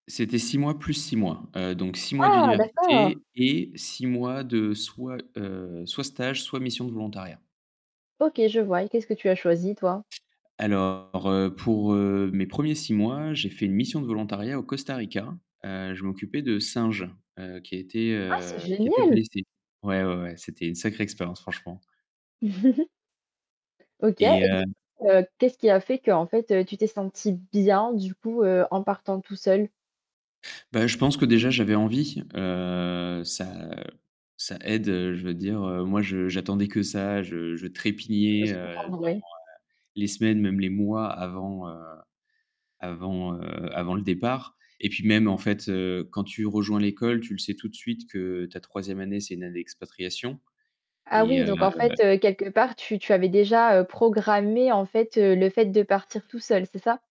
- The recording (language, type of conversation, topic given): French, podcast, Quel conseil donnerais-tu à quelqu’un qui part seul pour la première fois ?
- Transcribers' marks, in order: static; distorted speech; other background noise; chuckle; stressed: "bien"